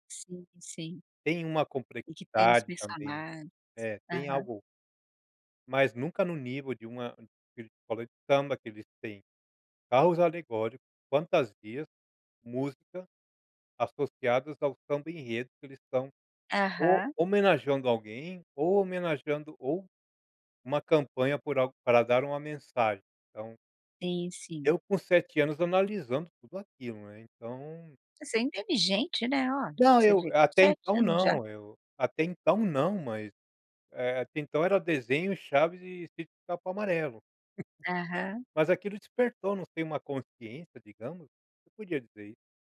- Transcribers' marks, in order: "complexidade" said as "comprexidade"; chuckle
- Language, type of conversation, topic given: Portuguese, podcast, Que música ou dança da sua região te pegou de jeito?